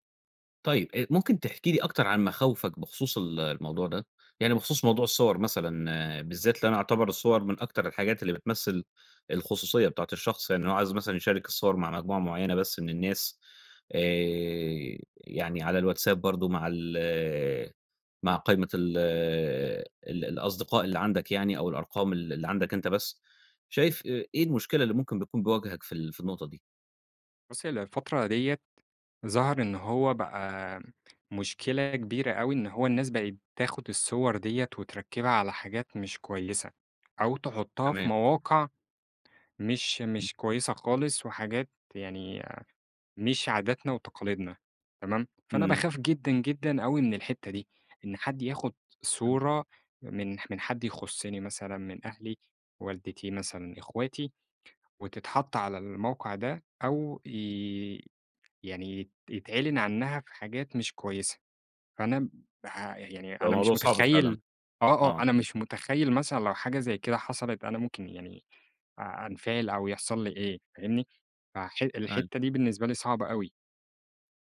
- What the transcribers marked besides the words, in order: tapping; other noise
- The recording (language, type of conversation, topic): Arabic, podcast, إزاي بتحافظ على خصوصيتك على السوشيال ميديا؟
- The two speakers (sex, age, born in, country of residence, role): male, 25-29, Egypt, Egypt, guest; male, 30-34, Egypt, Egypt, host